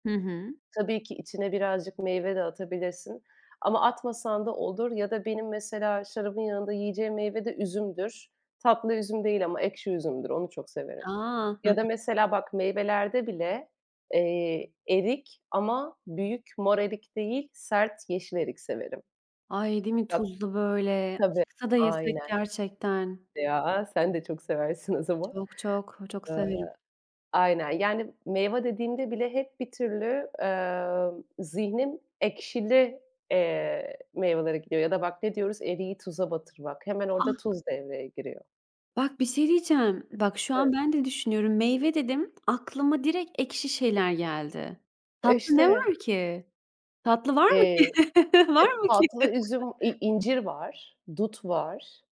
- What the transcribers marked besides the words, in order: other background noise; tapping; chuckle
- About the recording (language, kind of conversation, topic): Turkish, unstructured, Yemekte tatlı mı yoksa tuzlu mu daha çok hoşunuza gider?